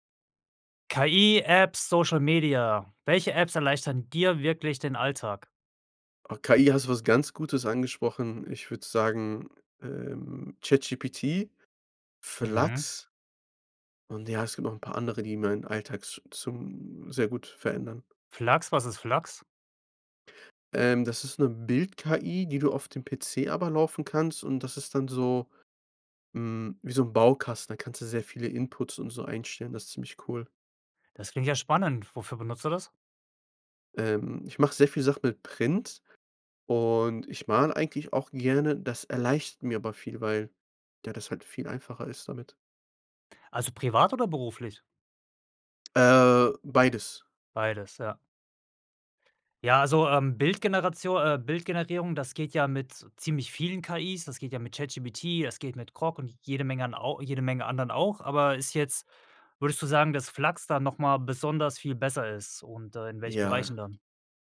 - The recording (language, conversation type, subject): German, podcast, Welche Apps erleichtern dir wirklich den Alltag?
- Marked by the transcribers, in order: none